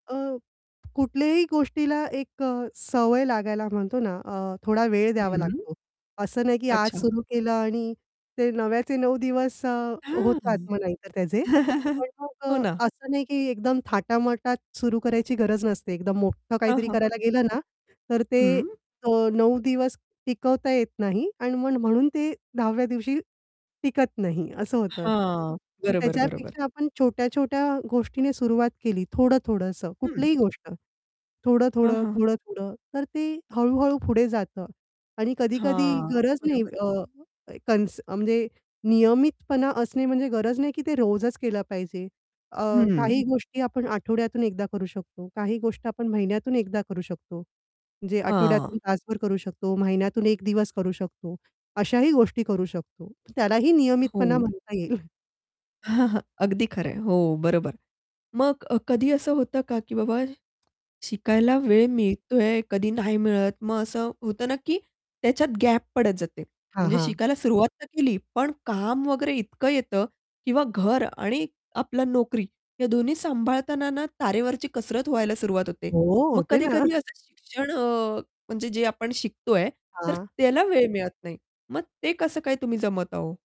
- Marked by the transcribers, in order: other background noise; static; distorted speech; laugh; tapping; chuckle
- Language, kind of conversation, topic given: Marathi, podcast, शिकण्याची आवड टिकवून ठेवण्यासाठी तुम्ही काय करता?